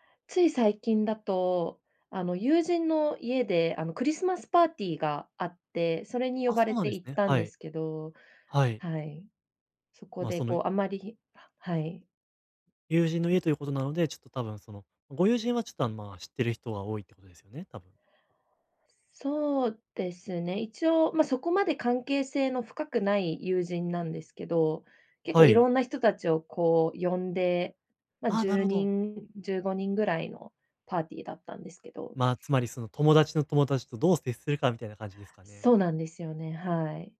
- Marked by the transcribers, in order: other background noise; other noise
- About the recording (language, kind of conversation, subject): Japanese, advice, グループの集まりで、どうすれば自然に会話に入れますか？